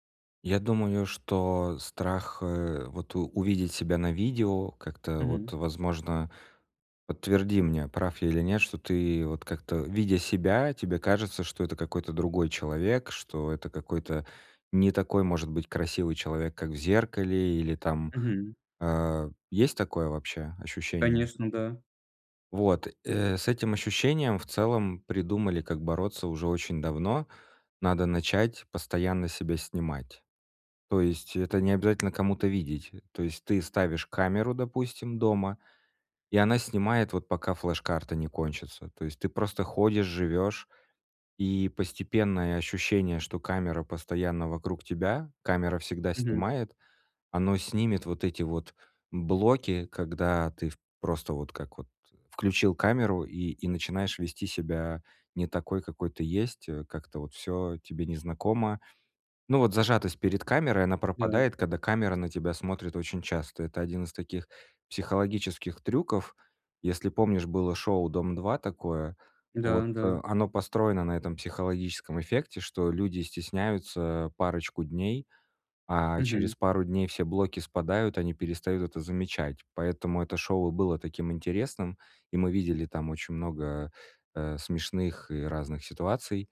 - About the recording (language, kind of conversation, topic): Russian, advice, Как перестать бояться провала и начать больше рисковать?
- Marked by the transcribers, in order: tapping